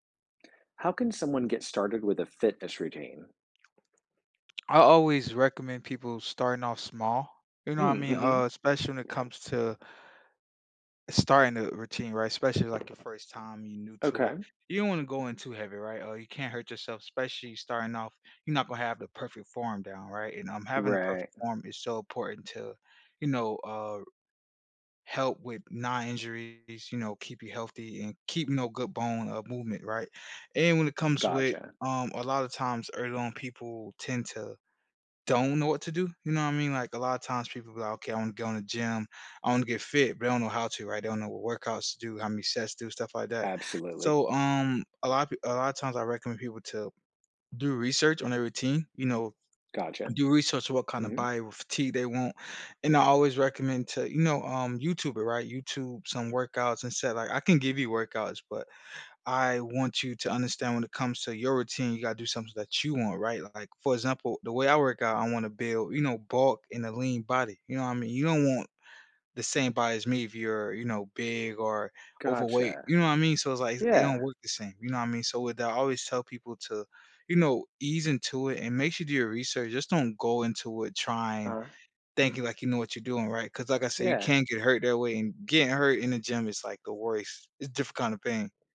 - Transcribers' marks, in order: other background noise; "knee" said as "nigh"
- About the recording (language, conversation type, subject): English, podcast, What are some effective ways to build a lasting fitness habit as a beginner?
- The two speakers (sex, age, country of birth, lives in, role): male, 30-34, United States, United States, guest; male, 50-54, United States, United States, host